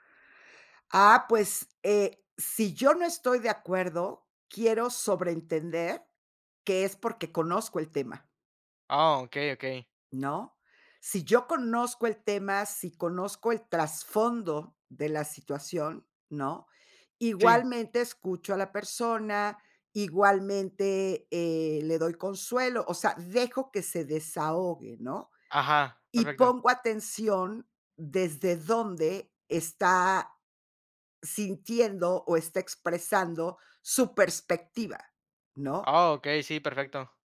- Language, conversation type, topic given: Spanish, podcast, ¿Qué haces para que alguien se sienta entendido?
- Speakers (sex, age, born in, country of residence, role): female, 60-64, Mexico, Mexico, guest; male, 20-24, Mexico, Mexico, host
- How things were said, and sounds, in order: tapping